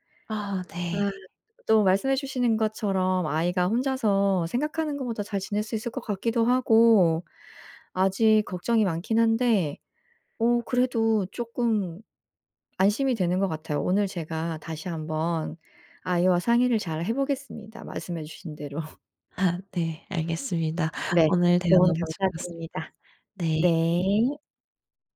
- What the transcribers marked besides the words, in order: laugh
- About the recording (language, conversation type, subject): Korean, advice, 도시나 다른 나라로 이주할지 결정하려고 하는데, 어떤 점을 고려하면 좋을까요?